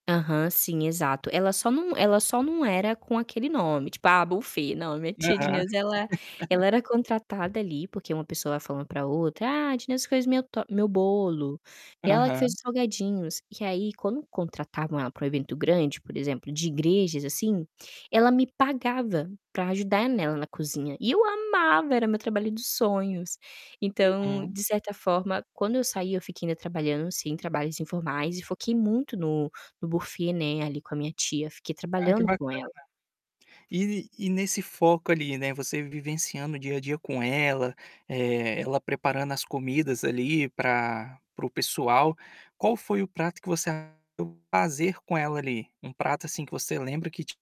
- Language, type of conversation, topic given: Portuguese, podcast, O que você mais gosta de fazer ao criar e cozinhar pratos autorais?
- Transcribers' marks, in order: static; distorted speech; laugh; tapping; stressed: "amava"; other background noise; unintelligible speech